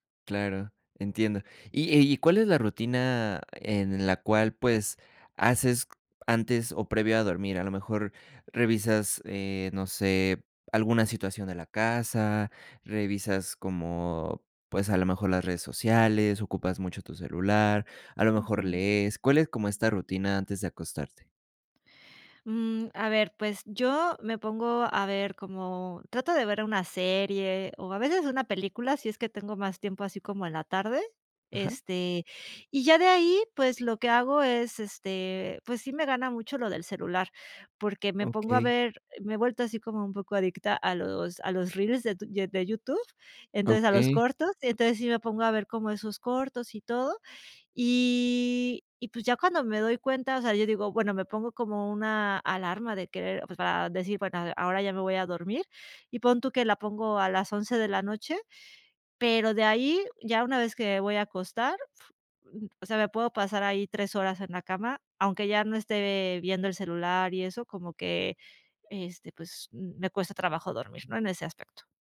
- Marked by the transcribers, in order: none
- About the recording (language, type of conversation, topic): Spanish, advice, ¿Cómo puedo manejar el insomnio por estrés y los pensamientos que no me dejan dormir?